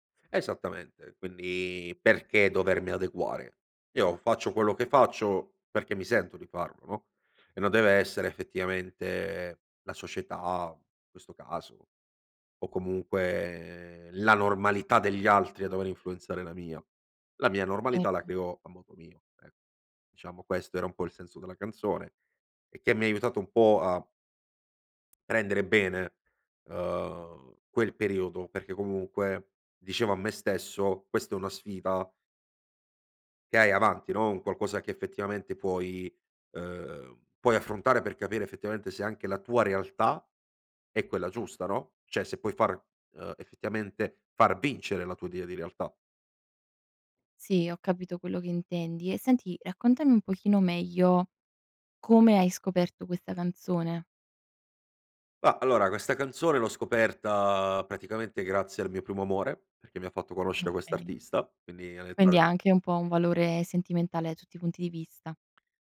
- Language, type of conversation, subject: Italian, podcast, C’è una canzone che ti ha accompagnato in un grande cambiamento?
- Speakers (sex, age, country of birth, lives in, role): female, 20-24, Italy, Italy, host; male, 25-29, Italy, Italy, guest
- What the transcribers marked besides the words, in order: "cioè" said as "ceh"; unintelligible speech